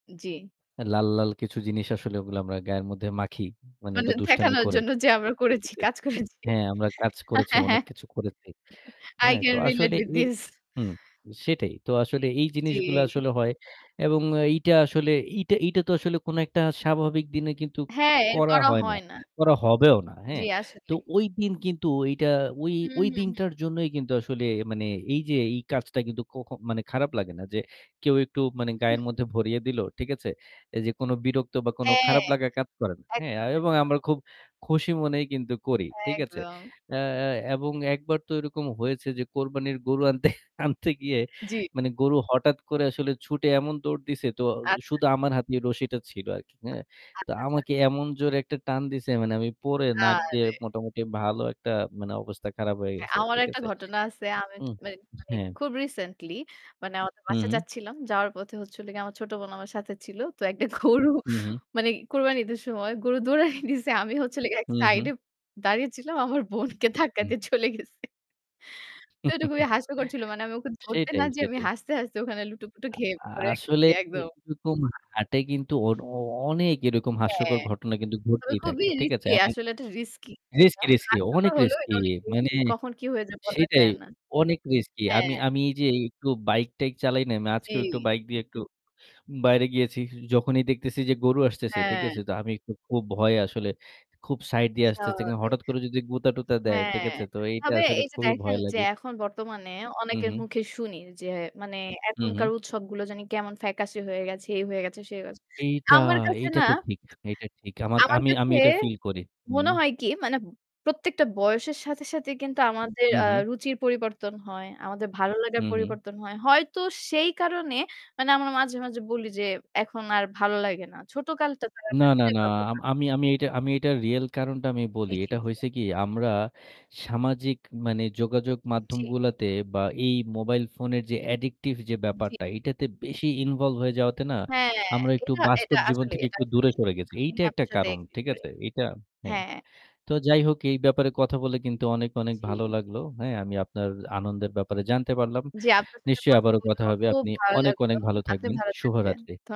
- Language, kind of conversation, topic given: Bengali, unstructured, ধর্মীয় উৎসব পালন কীভাবে আপনাকে সুখী করে?
- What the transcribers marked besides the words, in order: static; laughing while speaking: "মানে থেকানর জন্য যে আমরা করেছি, কাজ করেছি। হ্যাঁ, হ্যাঁ, হ্যাঁ"; "দেখানোর" said as "থেকানর"; other background noise; in English: "i can relate with this"; tapping; distorted speech; laughing while speaking: "আনতে আনতে"; laughing while speaking: "গরু"; laughing while speaking: "দৌড়ানি দিছে। আমি হচ্ছিলো গিয়ে … দিয়ে চলে গেছে"; chuckle; in English: "addictive"; in English: "involved"